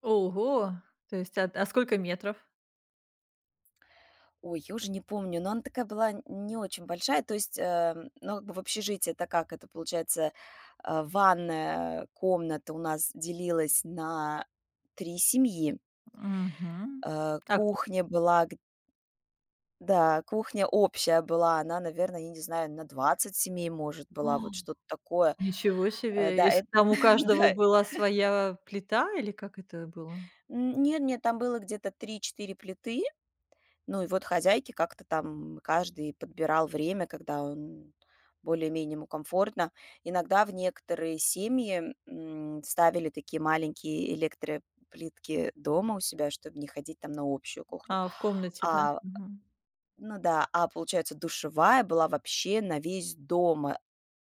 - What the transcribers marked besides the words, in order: laugh; laughing while speaking: "дай"; other background noise
- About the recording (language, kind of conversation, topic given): Russian, podcast, Как создать ощущение простора в маленькой комнате?